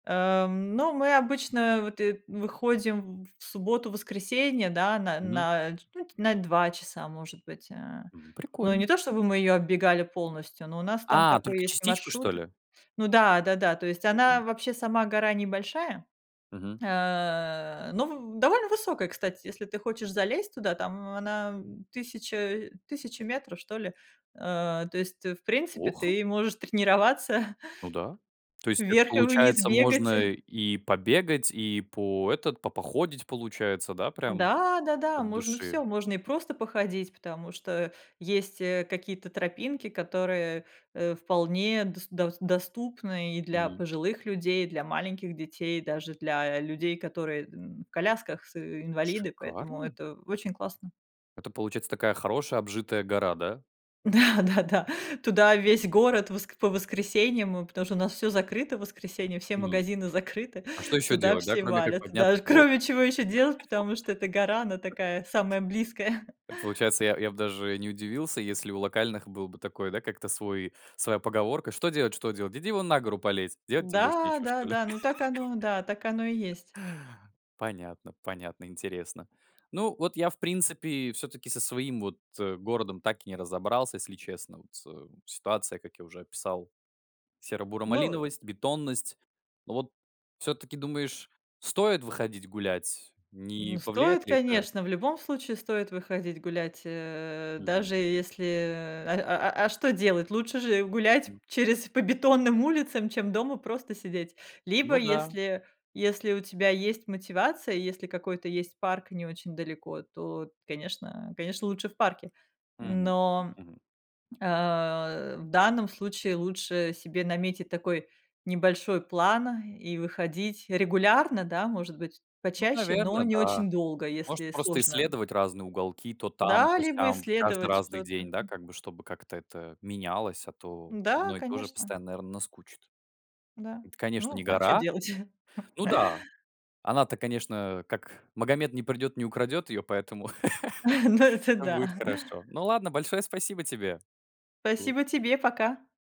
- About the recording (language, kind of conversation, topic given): Russian, podcast, Как маленькими шагами выработать привычку выходить на природу?
- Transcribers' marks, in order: other background noise; laughing while speaking: "тренироваться, вверх и вниз бегать"; laughing while speaking: "Да-да-да"; chuckle; tapping; laugh; chuckle; laugh; other noise; chuckle; laughing while speaking: "Ну, это да"; laugh